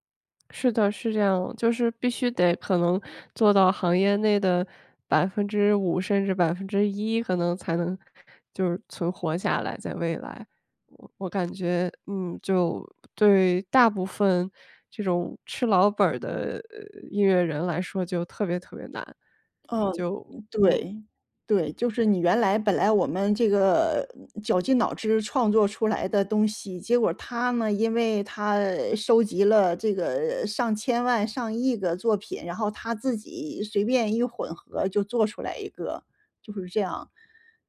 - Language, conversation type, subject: Chinese, advice, 你是否考虑回学校进修或重新学习新技能？
- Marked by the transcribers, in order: none